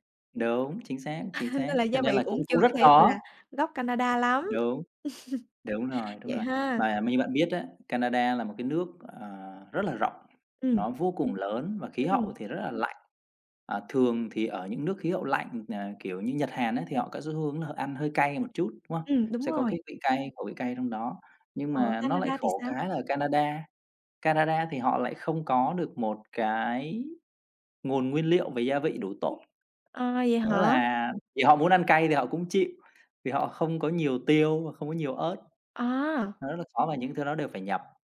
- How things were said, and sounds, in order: laughing while speaking: "À"; other background noise; chuckle; tapping
- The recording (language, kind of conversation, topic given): Vietnamese, podcast, Bạn có thể kể về một kỷ niệm ẩm thực đáng nhớ của bạn không?